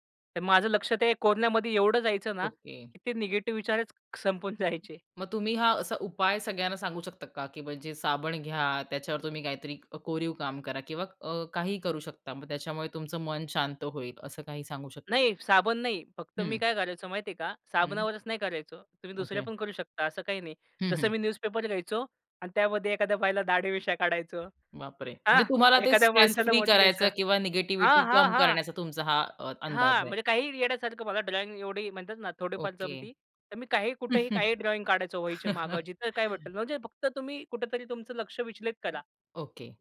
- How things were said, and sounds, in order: laughing while speaking: "जायचे"; other noise; tapping; in English: "न्यूजपेपर"; laughing while speaking: "दाढी मिश्या काढायचो"; laughing while speaking: "एखाद्या माणसाला"; in English: "ड्रॉइंग"; in English: "ड्रॉइंग"; chuckle; other background noise
- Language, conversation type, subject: Marathi, podcast, नकारात्मक विचार मनात आले की तुम्ही काय करता?